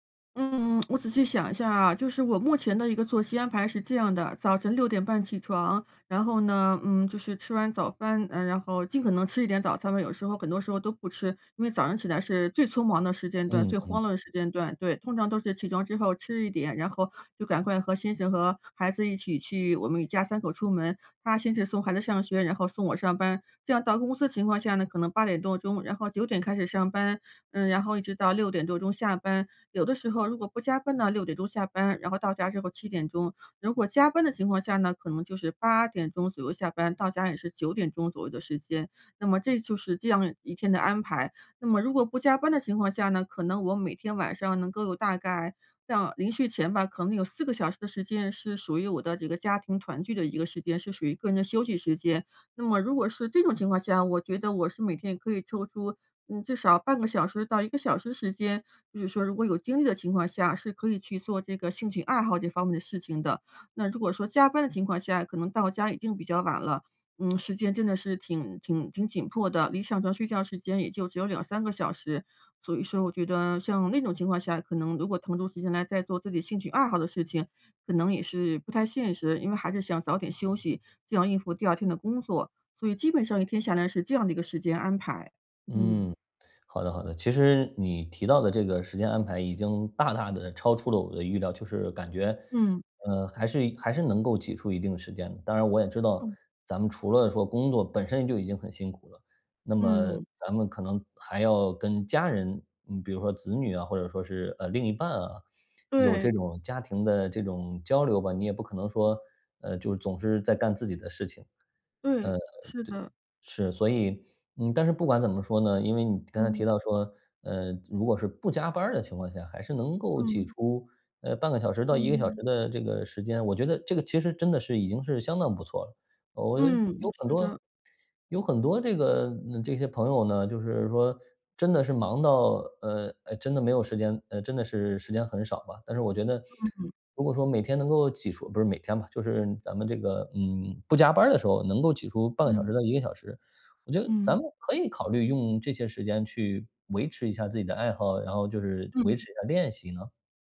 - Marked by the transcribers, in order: other background noise
- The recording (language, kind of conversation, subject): Chinese, advice, 如何在时间不够的情况下坚持自己的爱好？